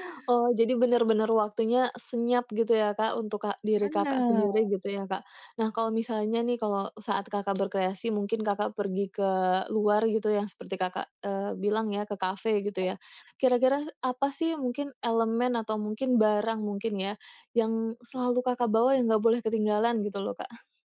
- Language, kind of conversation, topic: Indonesian, podcast, Apa ritual menyendiri yang paling membantumu berkreasi?
- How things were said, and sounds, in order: tapping; chuckle